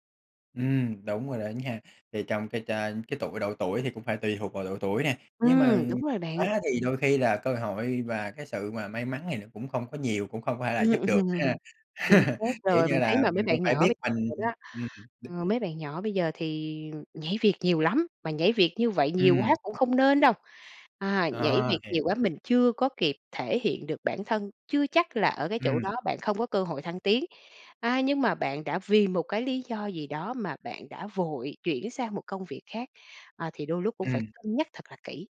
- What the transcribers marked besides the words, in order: tapping; laugh; other noise; other background noise
- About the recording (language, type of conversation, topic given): Vietnamese, podcast, Bạn đã bao giờ gặp một cơ hội nhỏ nhưng lại tạo ra thay đổi lớn trong cuộc đời mình chưa?